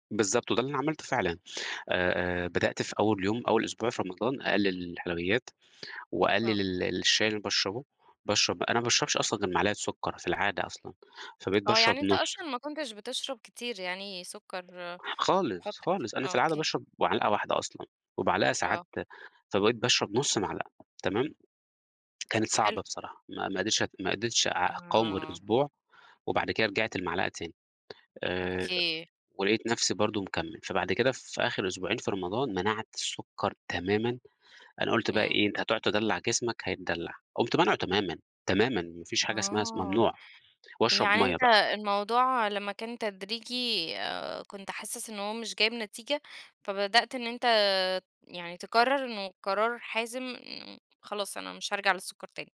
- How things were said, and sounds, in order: tapping
- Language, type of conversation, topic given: Arabic, podcast, إيه هي العادة الصحية اللي غيّرت حياتك؟